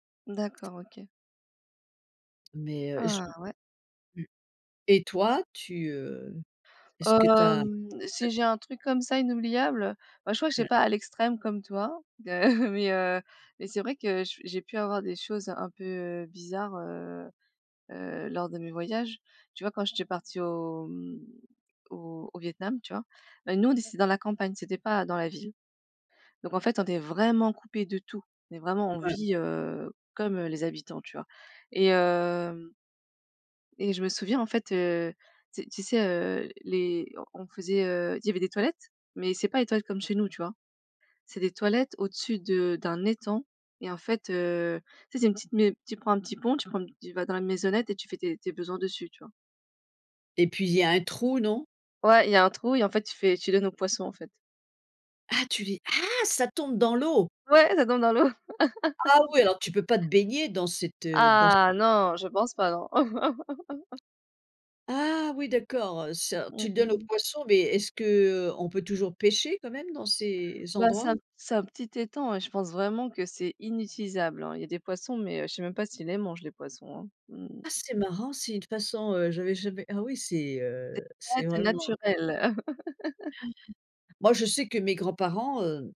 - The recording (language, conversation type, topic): French, unstructured, Qu’est-ce qui rend un voyage vraiment inoubliable ?
- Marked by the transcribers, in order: chuckle; surprised: "ah !"; laugh; tapping; laugh; other background noise; laugh; other noise